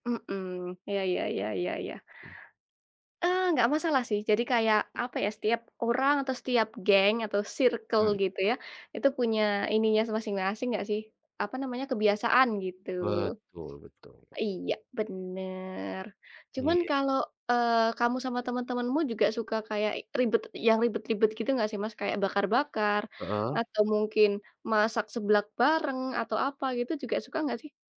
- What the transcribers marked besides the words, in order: other background noise
- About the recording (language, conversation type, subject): Indonesian, unstructured, Apa pengalaman paling berkesan yang pernah kamu alami saat makan bersama teman?